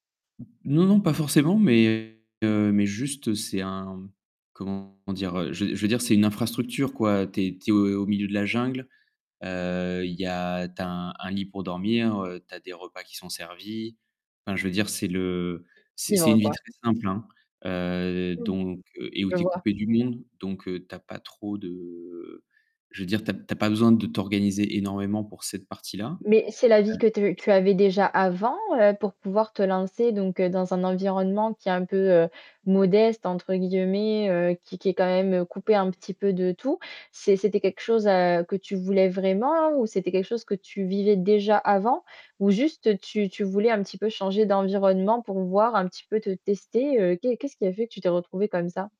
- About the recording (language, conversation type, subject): French, podcast, Quel conseil donnerais-tu à quelqu’un qui part seul pour la première fois ?
- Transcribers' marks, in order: static; distorted speech; other background noise; tapping